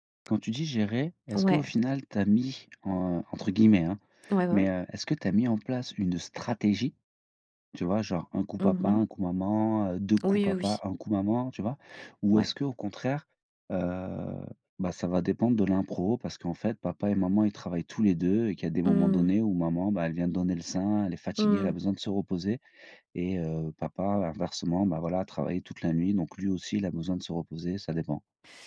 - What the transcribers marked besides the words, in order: none
- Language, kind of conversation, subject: French, podcast, Comment se déroule le coucher des enfants chez vous ?